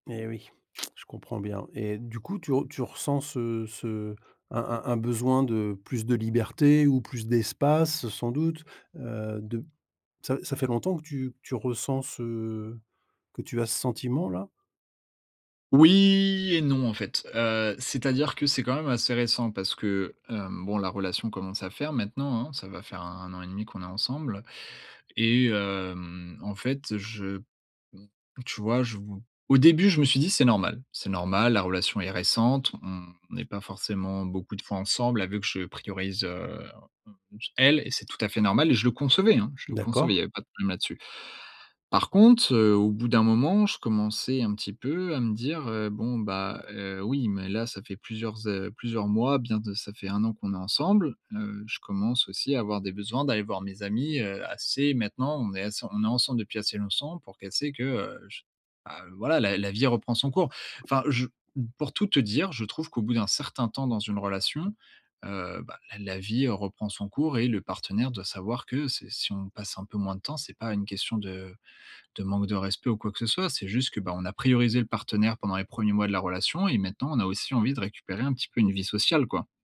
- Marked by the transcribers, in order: lip smack; stressed: "Oui"; stressed: "elle"; "longtemps" said as "lonssemps"; other background noise
- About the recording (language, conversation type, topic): French, advice, Comment gérer ce sentiment d’étouffement lorsque votre partenaire veut toujours être ensemble ?